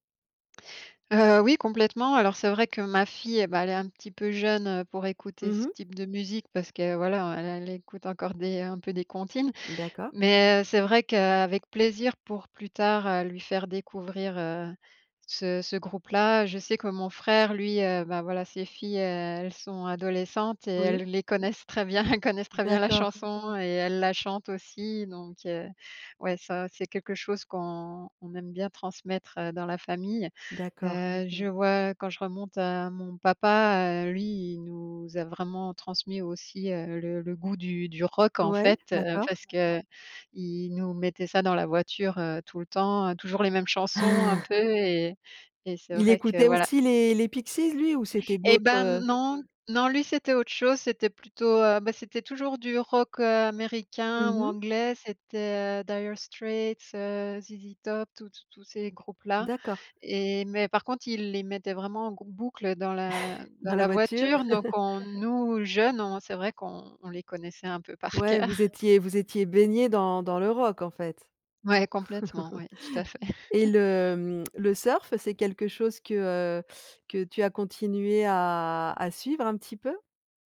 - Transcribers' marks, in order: other background noise; laughing while speaking: "bien, elles"; chuckle; background speech; put-on voice: "Dire Straits"; in English: "Dire Straits"; chuckle; laugh; laughing while speaking: "par coeur"; laugh; chuckle; drawn out: "à"
- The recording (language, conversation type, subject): French, podcast, Quelle chanson représente une période clé de ta vie?